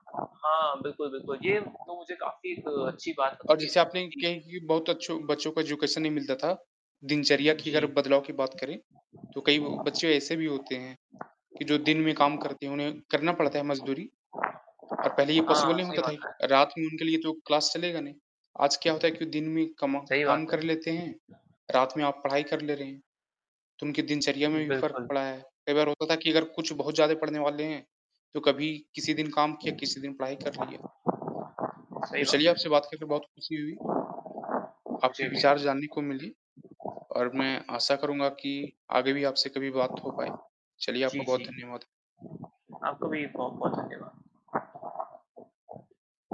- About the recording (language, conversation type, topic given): Hindi, unstructured, क्या ऑनलाइन पढ़ाई से आपकी सीखने की आदतों में बदलाव आया है?
- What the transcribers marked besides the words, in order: distorted speech; static; in English: "एजुकेशन"; other background noise; in English: "पॉसिबल"; in English: "क्लास"; mechanical hum